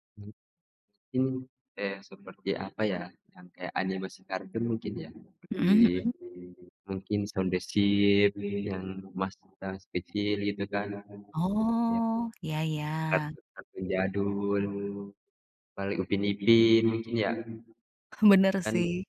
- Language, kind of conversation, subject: Indonesian, unstructured, Film apa yang selalu bisa membuatmu merasa bahagia?
- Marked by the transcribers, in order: unintelligible speech; chuckle